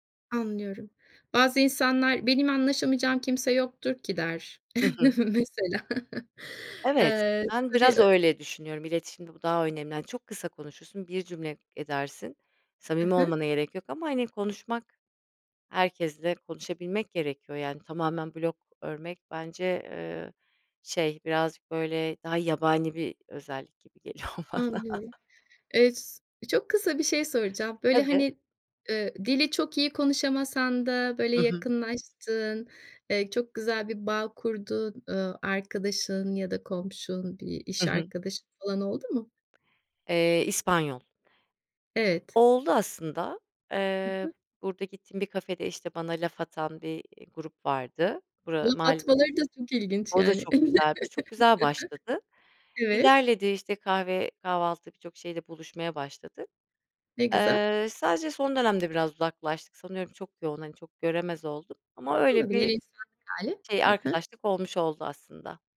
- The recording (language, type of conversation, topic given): Turkish, podcast, Yeni tanıştığın biriyle hızlıca bağ kurmak için neler yaparsın?
- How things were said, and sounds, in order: laughing while speaking: "der mesela"; chuckle; chuckle; other background noise; chuckle